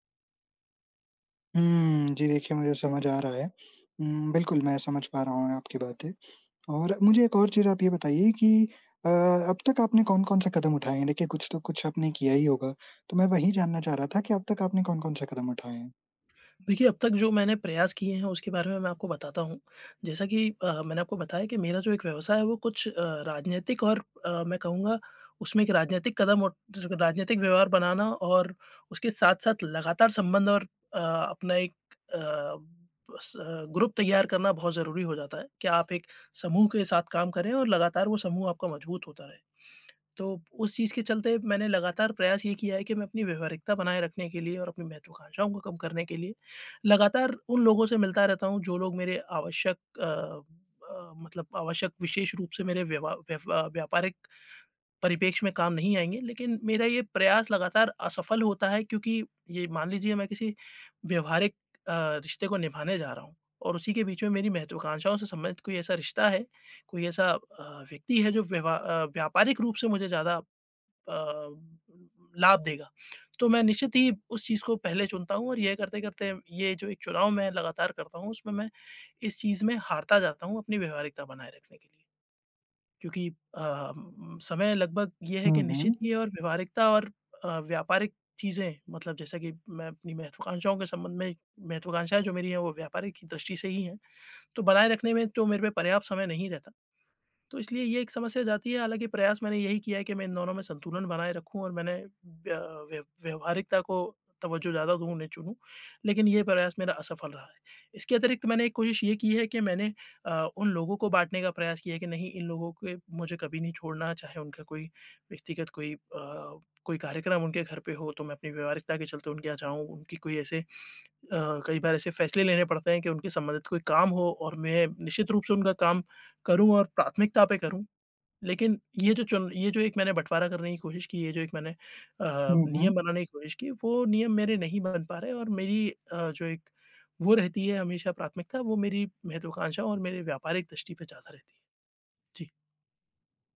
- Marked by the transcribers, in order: in English: "ग्रुप"
- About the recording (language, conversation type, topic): Hindi, advice, क्या अत्यधिक महत्वाकांक्षा और व्यवहारिकता के बीच संतुलन बनाकर मैं अपने लक्ष्यों को बेहतर ढंग से हासिल कर सकता/सकती हूँ?